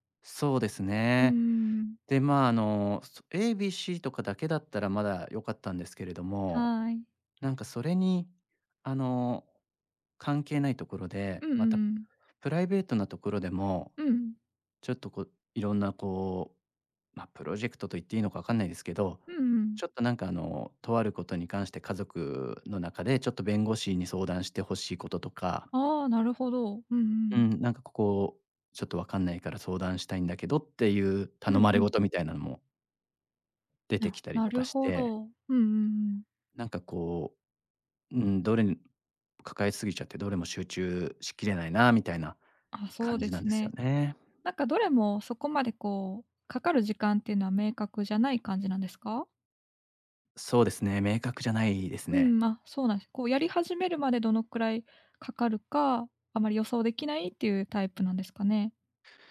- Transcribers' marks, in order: in English: "ABC"; other background noise
- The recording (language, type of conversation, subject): Japanese, advice, 複数のプロジェクトを抱えていて、どれにも集中できないのですが、どうすればいいですか？